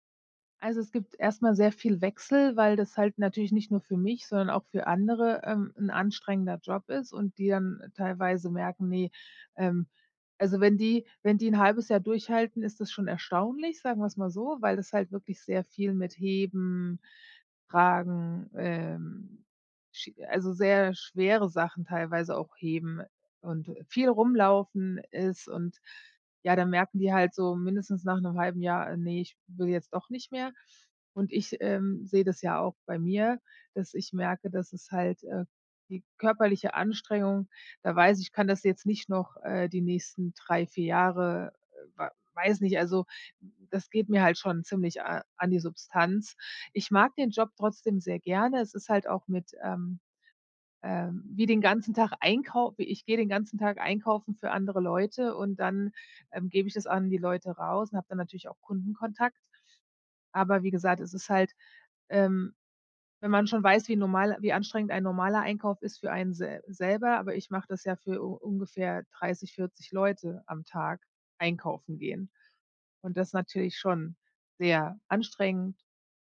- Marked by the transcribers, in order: none
- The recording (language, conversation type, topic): German, advice, Ist jetzt der richtige Zeitpunkt für einen Jobwechsel?